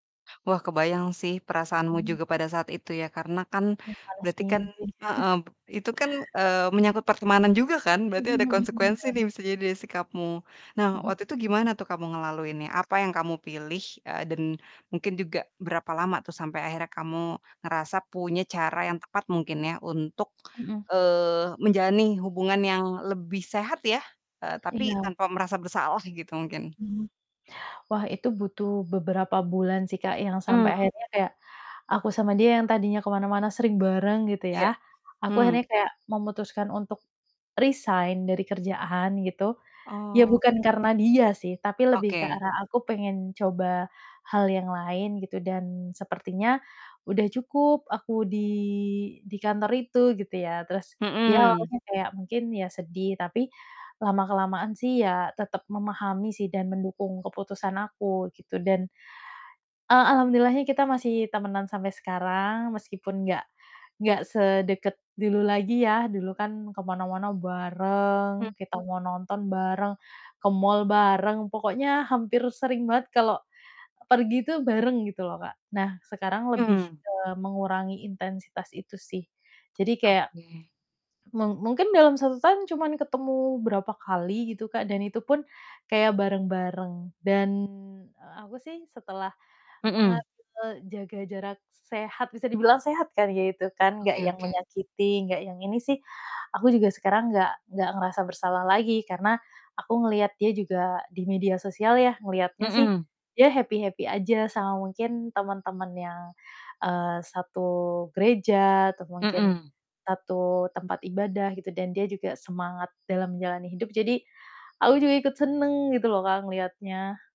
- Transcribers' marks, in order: distorted speech; chuckle; other animal sound; tapping; in English: "happy-happy"
- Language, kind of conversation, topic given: Indonesian, podcast, Bagaimana cara menjaga jarak yang sehat tanpa merasa bersalah?